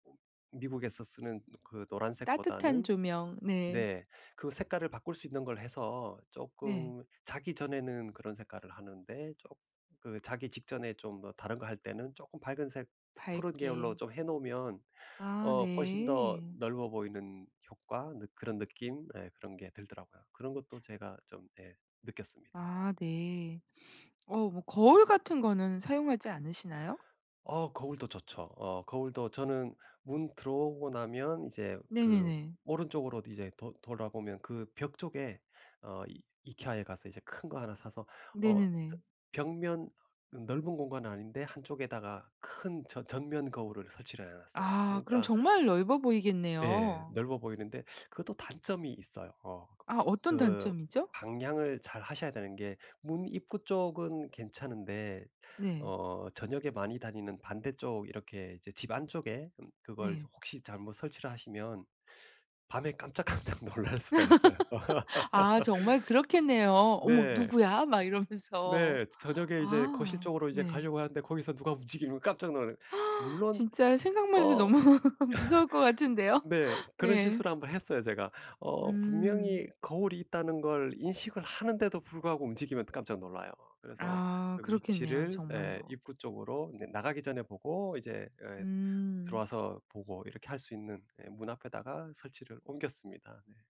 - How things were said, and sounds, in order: laugh; laughing while speaking: "깜짝깜짝 놀랄 수가 있어요"; laugh; laughing while speaking: "이러면서"; gasp; laughing while speaking: "너무"; laugh
- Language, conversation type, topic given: Korean, podcast, 작은 집이 더 넓어 보이게 하려면 무엇이 가장 중요할까요?